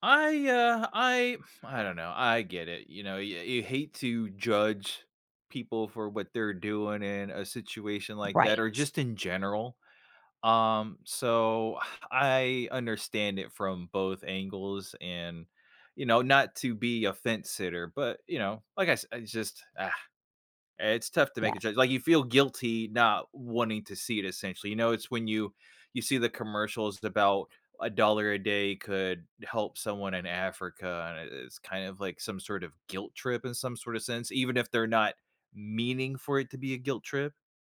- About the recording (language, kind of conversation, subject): English, unstructured, How should I decide who to tell when I'm sick?
- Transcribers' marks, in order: sigh; other background noise; tapping